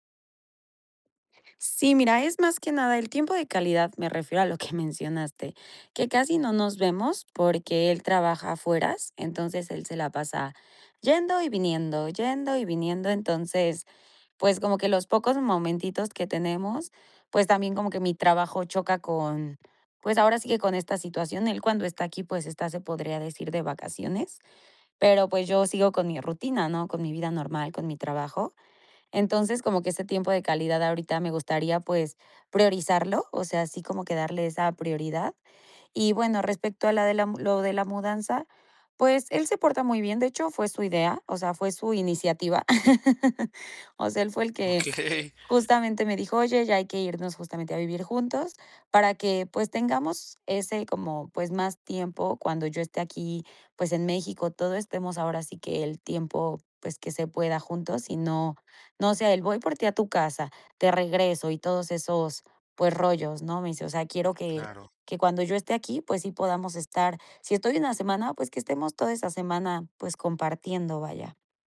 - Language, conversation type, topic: Spanish, advice, ¿Cómo podemos hablar de nuestras prioridades y expectativas en la relación?
- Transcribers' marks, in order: laughing while speaking: "que"; laugh; laughing while speaking: "Okey"